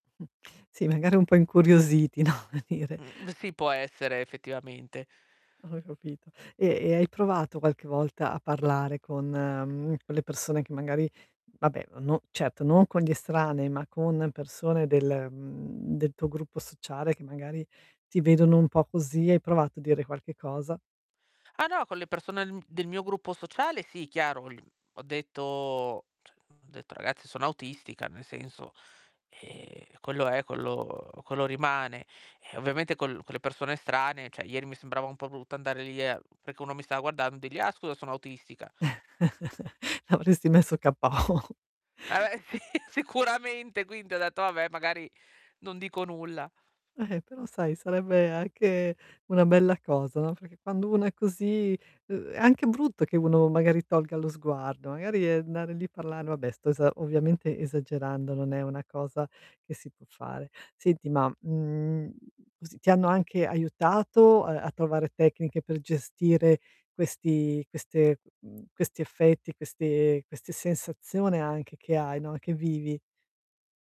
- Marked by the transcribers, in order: static; laughing while speaking: "no, ome dire"; "come" said as "ome"; distorted speech; tapping; "cioè" said as "ceh"; chuckle; laughing while speaking: "KO"; unintelligible speech; laughing while speaking: "sì, sicuramente"; other background noise
- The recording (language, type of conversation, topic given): Italian, advice, Come posso accettare le mie peculiarità senza sentirmi giudicato?